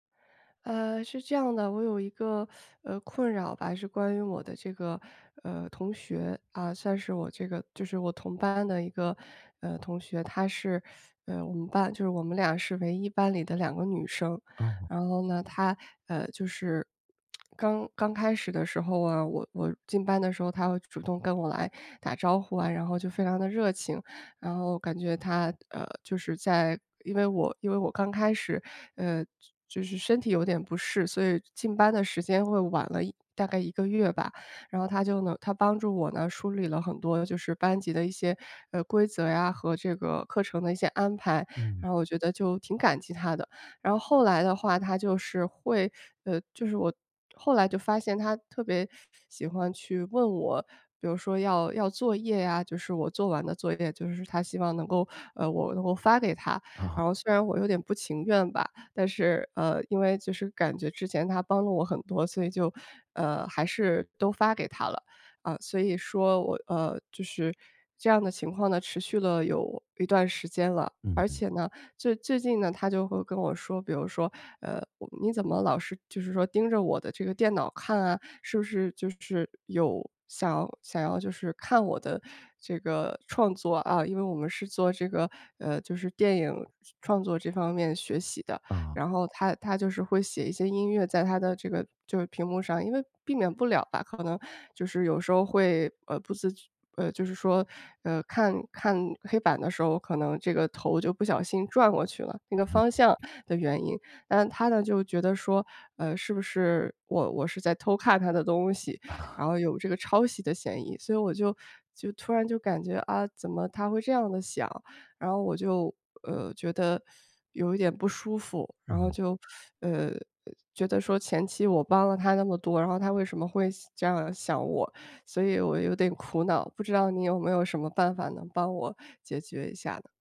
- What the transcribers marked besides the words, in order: teeth sucking; teeth sucking; lip smack; tapping; other background noise; laugh; teeth sucking
- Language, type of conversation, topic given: Chinese, advice, 我该如何与朋友清楚地设定个人界限？